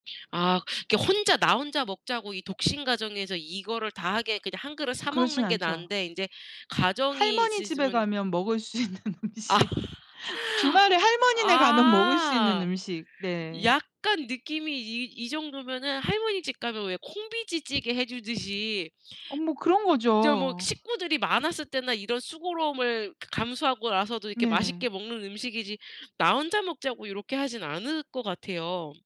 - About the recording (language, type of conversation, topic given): Korean, podcast, 특별한 날이면 꼭 만드는 음식이 있나요?
- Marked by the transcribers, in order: laughing while speaking: "수 있는 음식"; laughing while speaking: "아"; laugh